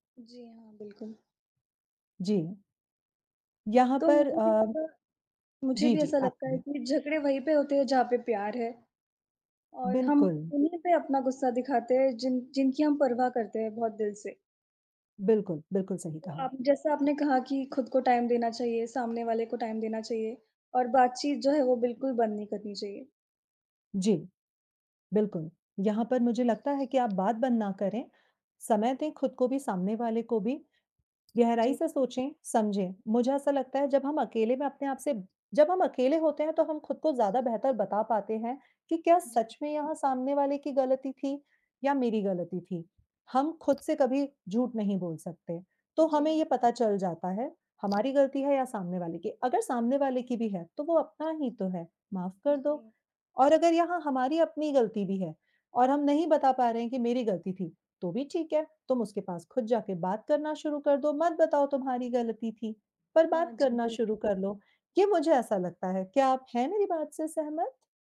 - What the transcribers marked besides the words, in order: tapping; other background noise; in English: "टाइम"; in English: "टाइम"
- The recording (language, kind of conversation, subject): Hindi, unstructured, क्या झगड़े के बाद प्यार बढ़ सकता है, और आपका अनुभव क्या कहता है?
- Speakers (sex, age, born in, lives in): female, 20-24, India, India; female, 35-39, India, India